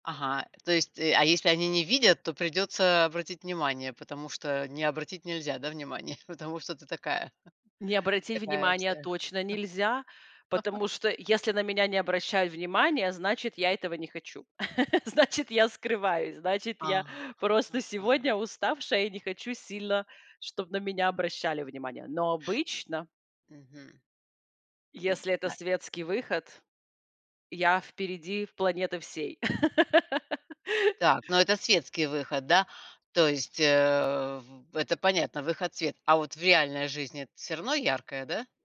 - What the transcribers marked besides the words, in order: other background noise; chuckle; chuckle; laughing while speaking: "Значит"; laugh
- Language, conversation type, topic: Russian, podcast, Когда стиль помог тебе почувствовать себя увереннее?